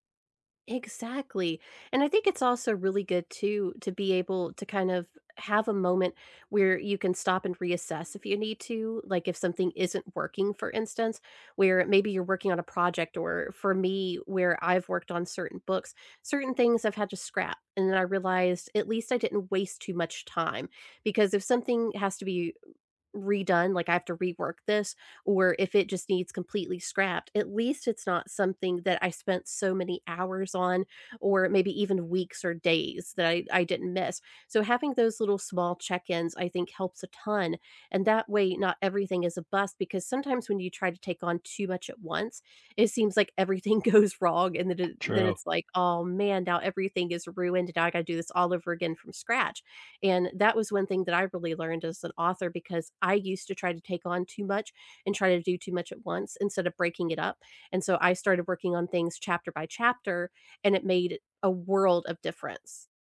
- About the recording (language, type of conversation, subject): English, unstructured, What dreams do you want to fulfill in the next five years?
- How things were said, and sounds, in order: laughing while speaking: "goes"; tapping